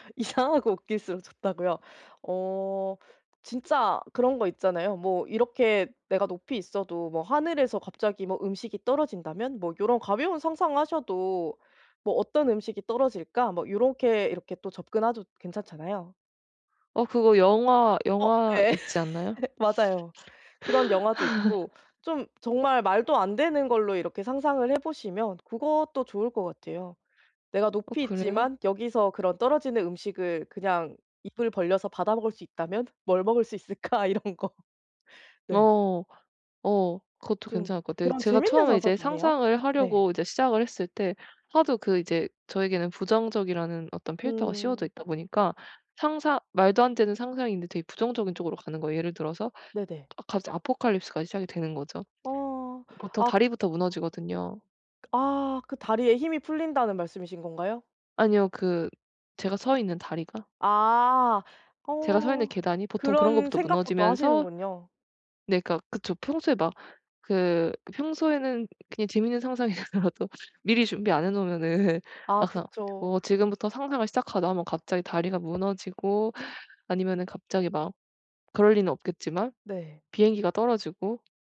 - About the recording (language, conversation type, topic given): Korean, advice, 짧은 시간 안에 긴장을 풀기 위한 간단한 루틴은 무엇인가요?
- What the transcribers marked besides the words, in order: laughing while speaking: "이상"; laughing while speaking: "네"; laugh; tapping; laughing while speaking: "있을까?‘ 이런 거"; laughing while speaking: "상상이더라도"; laughing while speaking: "놓으면은"